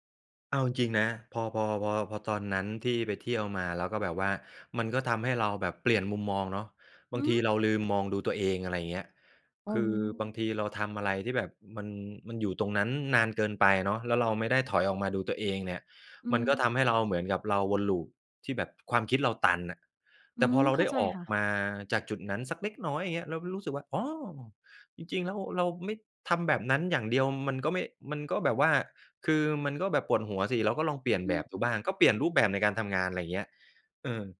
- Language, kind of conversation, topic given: Thai, podcast, เวลารู้สึกหมดไฟ คุณมีวิธีดูแลตัวเองอย่างไรบ้าง?
- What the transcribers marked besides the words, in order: none